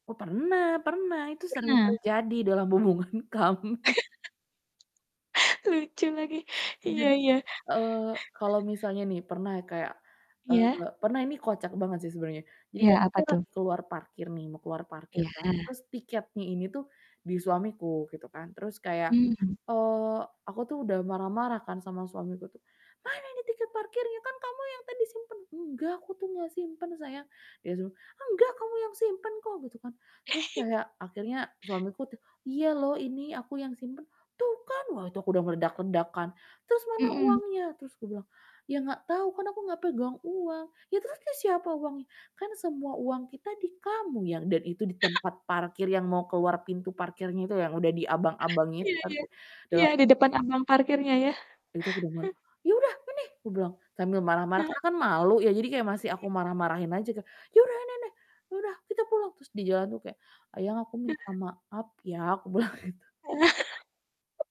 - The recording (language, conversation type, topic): Indonesian, podcast, Bagaimana cara menyelesaikan konflik dengan pasangan tanpa saling menyakiti?
- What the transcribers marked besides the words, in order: distorted speech; static; laughing while speaking: "hubungan kami"; laugh; other background noise; "langsung" said as "sung"; giggle; laugh; unintelligible speech; chuckle; laughing while speaking: "bilang gitu"; laugh